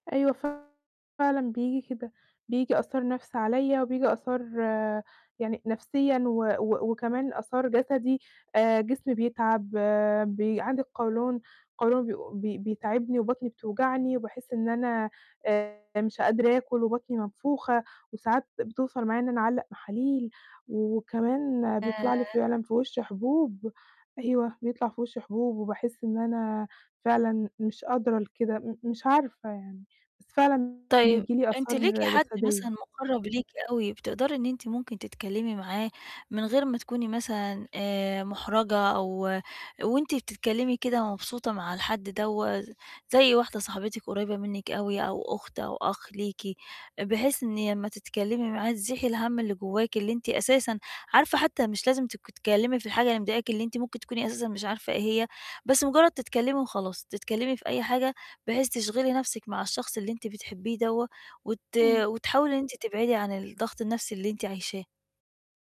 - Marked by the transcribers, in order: distorted speech
- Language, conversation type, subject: Arabic, advice, إيه الخطوات الصغيرة اللي أقدر أبدأ بيها دلوقتي عشان أرجّع توازني النفسي؟